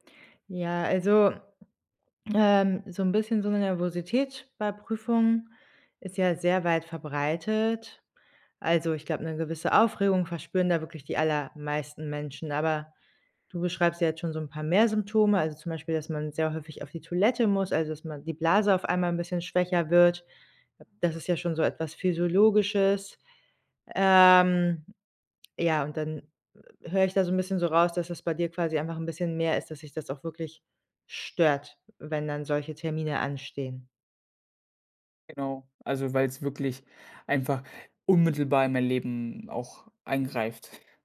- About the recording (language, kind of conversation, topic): German, advice, Wie kann ich mit Prüfungs- oder Leistungsangst vor einem wichtigen Termin umgehen?
- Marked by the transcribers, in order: other background noise